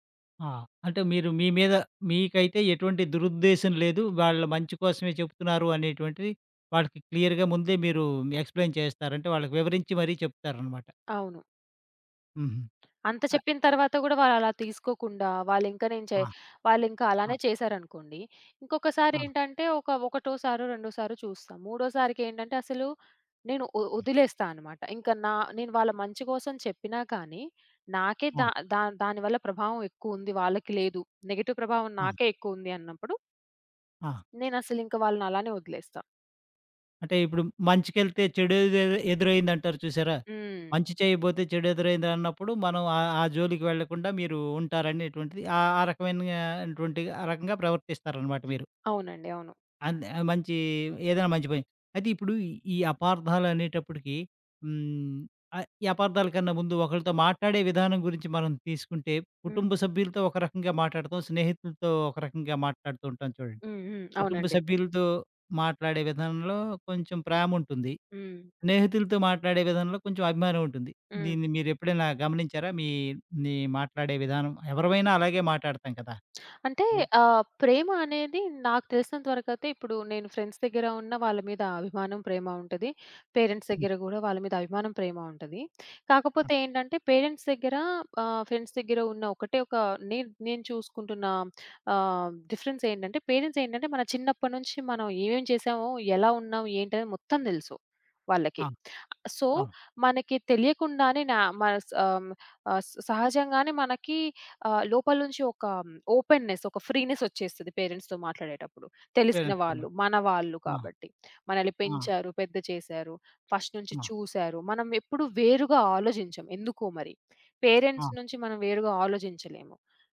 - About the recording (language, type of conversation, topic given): Telugu, podcast, ఒకే మాటను ఇద్దరు వేర్వేరు అర్థాల్లో తీసుకున్నప్పుడు మీరు ఎలా స్పందిస్తారు?
- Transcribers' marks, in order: in English: "క్లియర్‌గా"; in English: "ఎక్స్‌ప్లేన్"; tapping; in English: "నెగెటివ్"; other background noise; in English: "ఫ్రెండ్స్"; in English: "పేరెంట్స్"; in English: "పేరెంట్స్"; in English: "ఫ్రెండ్స్"; in English: "డిఫరెన్స్"; in English: "పేరెంట్స్"; in English: "సో"; in English: "ఓపెనెస్"; in English: "ఫ్రీనెస్"; in English: "పేరెంట్స్‌తో"; in English: "పేరెంట్స్‌తో"; in English: "ఫస్ట్"; in English: "పేరెంట్స్"